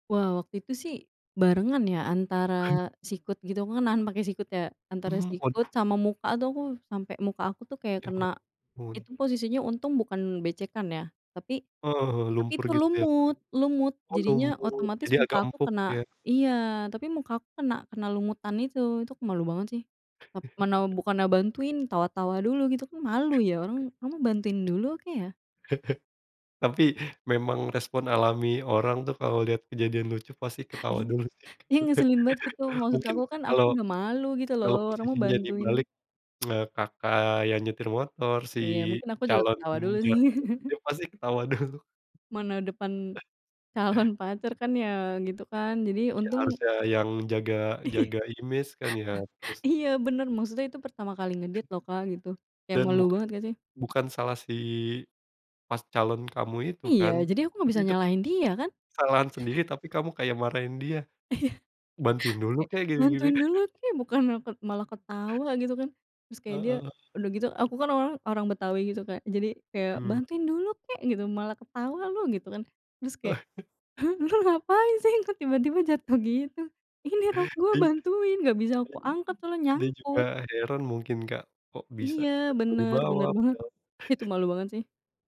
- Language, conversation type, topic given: Indonesian, podcast, Apa pengalaman paling memalukan yang sekarang bisa kamu tertawakan?
- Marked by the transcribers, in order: chuckle; other background noise; chuckle; chuckle; laugh; tongue click; laugh; chuckle; laughing while speaking: "calon"; laugh; in English: "image"; in English: "nge date"; chuckle; laughing while speaking: "Iya"; chuckle; chuckle; laughing while speaking: "Lu ngapain sih? Kok tiba-tiba jatuh gitu. Ini rok gue"; laugh; unintelligible speech; chuckle